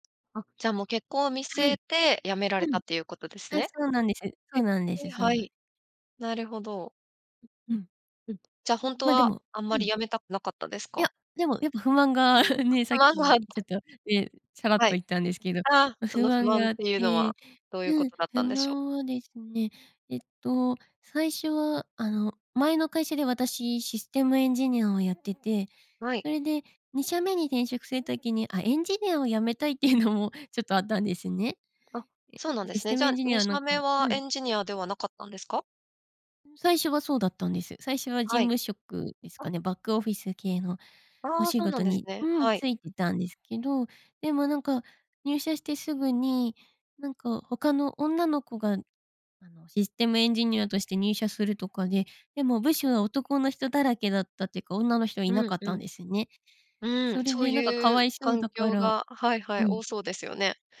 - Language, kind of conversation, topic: Japanese, podcast, 転職を考えたとき、何が決め手でしたか？
- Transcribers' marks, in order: laughing while speaking: "不満がね"; unintelligible speech; other background noise; laughing while speaking: "いうのも"